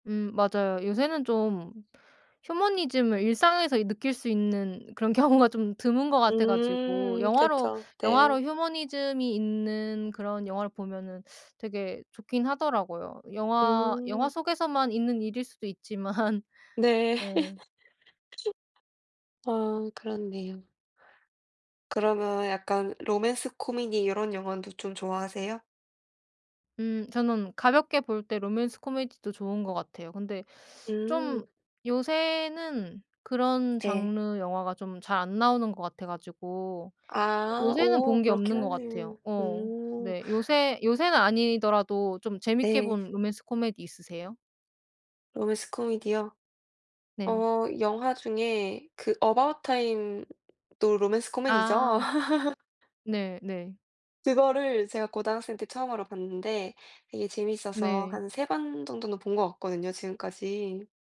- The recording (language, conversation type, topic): Korean, unstructured, 최근에 본 영화 중에서 특히 기억에 남는 작품이 있나요?
- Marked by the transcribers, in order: other background noise; laughing while speaking: "경우가"; laughing while speaking: "있지만"; laugh; laugh